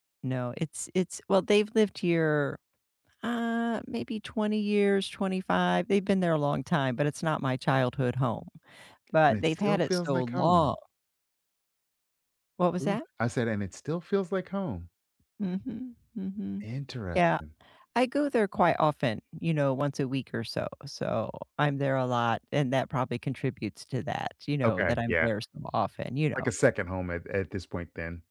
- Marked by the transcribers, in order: none
- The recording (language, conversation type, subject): English, unstructured, What place feels like home to you, and why?
- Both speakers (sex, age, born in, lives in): female, 55-59, United States, United States; male, 55-59, United States, United States